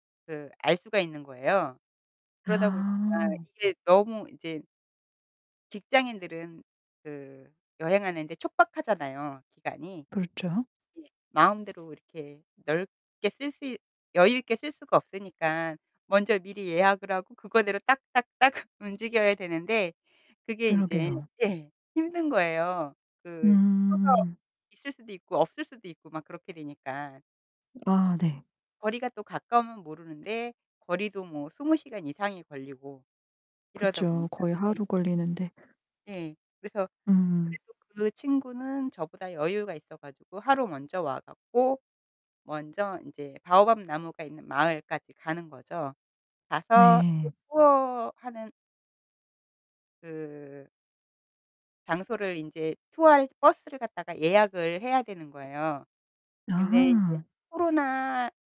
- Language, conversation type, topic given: Korean, podcast, 여행 중에 만난 특별한 사람에 대해 이야기해 주실 수 있나요?
- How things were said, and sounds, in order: distorted speech; laugh; static; tapping; other background noise